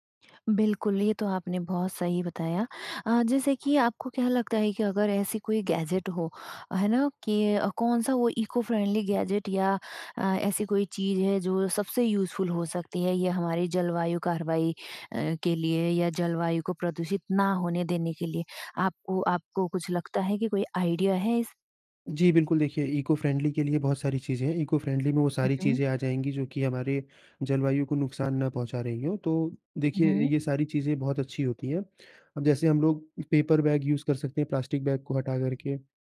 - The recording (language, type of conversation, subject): Hindi, podcast, एक आम व्यक्ति जलवायु कार्रवाई में कैसे शामिल हो सकता है?
- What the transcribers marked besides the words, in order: in English: "गैज़ेट"; in English: "इको फ़्रेंडली गैज़ेट"; in English: "यूज़फुल"; in English: "आइडिया"; in English: "इको फ्रेंडली"; horn; in English: "इको फ्रेंडली"; in English: "पेपर बैग यूज़"; in English: "प्लास्टिक बैग"